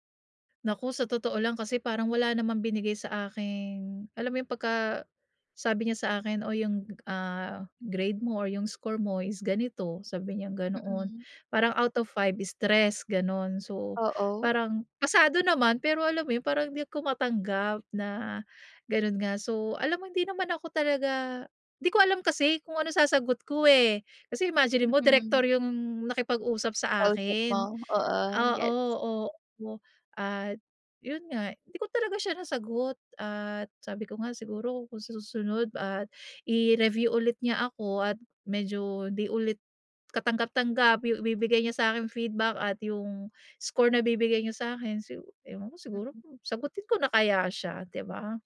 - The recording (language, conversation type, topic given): Filipino, advice, Paano ako magalang na sasagot sa performance review kung nahihirapan akong tanggapin ito?
- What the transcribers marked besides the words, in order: in English: "feedback"